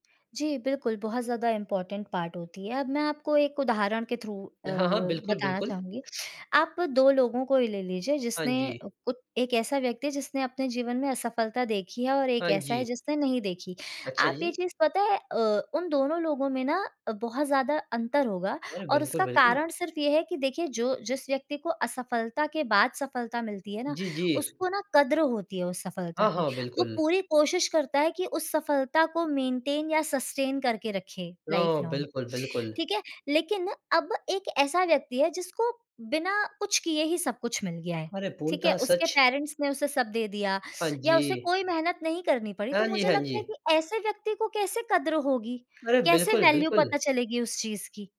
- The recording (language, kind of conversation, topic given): Hindi, podcast, असफलता के बाद आप खुद को फिर से कैसे संभालते हैं?
- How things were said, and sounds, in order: in English: "इम्पोर्टेंट पार्ट"; in English: "थ्रू"; in English: "मेंटेन"; in English: "सस्टेन"; in English: "लाइफ लॉन्ग"; in English: "पेरेंट्स"; in English: "वैल्यू"